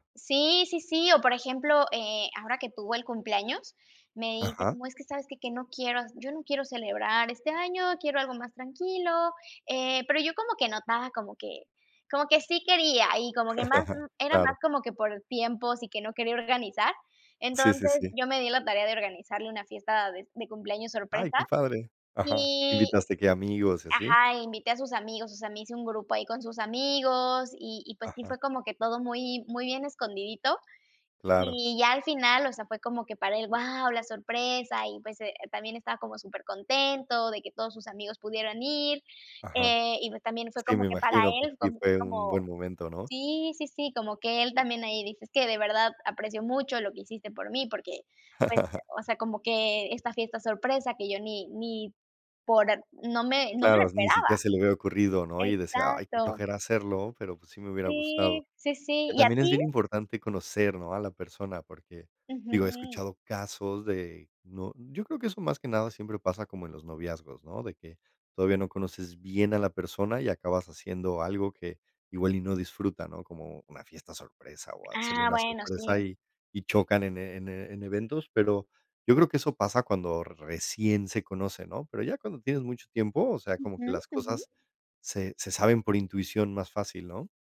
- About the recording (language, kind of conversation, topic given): Spanish, unstructured, ¿Cómo mantener la chispa en una relación a largo plazo?
- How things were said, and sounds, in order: chuckle